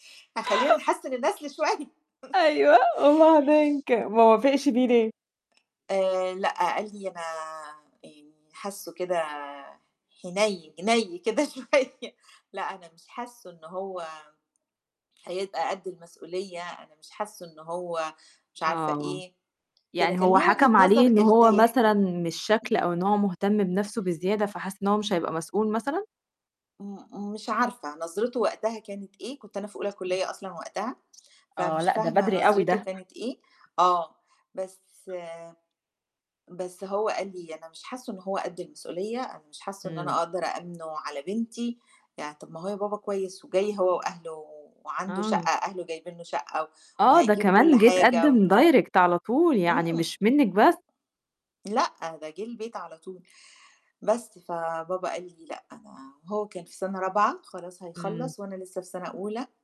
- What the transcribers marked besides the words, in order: laughing while speaking: "أيوه"; chuckle; other noise; laughing while speaking: "شوية"; tapping; in English: "direct"
- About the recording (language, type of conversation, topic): Arabic, podcast, إزاي توازن بين إنك تعتمد على المرشد وبين إنك تعتمد على نفسك؟